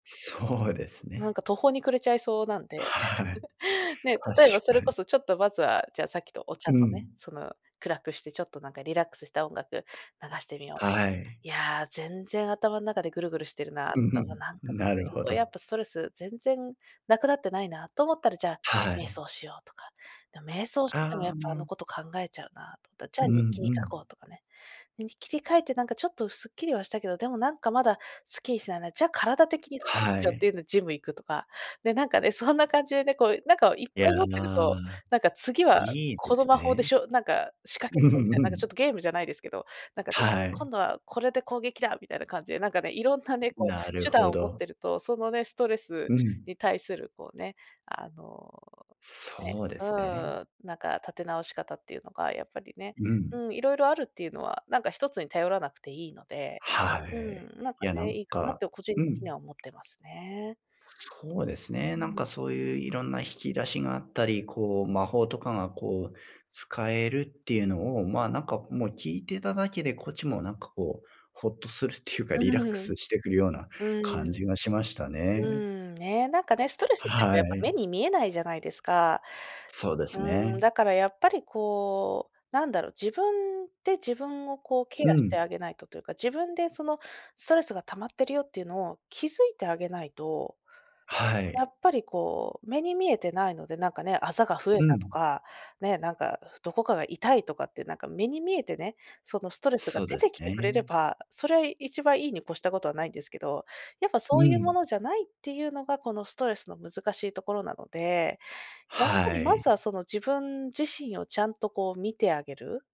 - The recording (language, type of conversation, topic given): Japanese, podcast, ストレスが溜まったとき、どのように立て直していますか？
- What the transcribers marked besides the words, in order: laughing while speaking: "そうですね"; laughing while speaking: "はい"; giggle; unintelligible speech; tapping; laughing while speaking: "うん うん"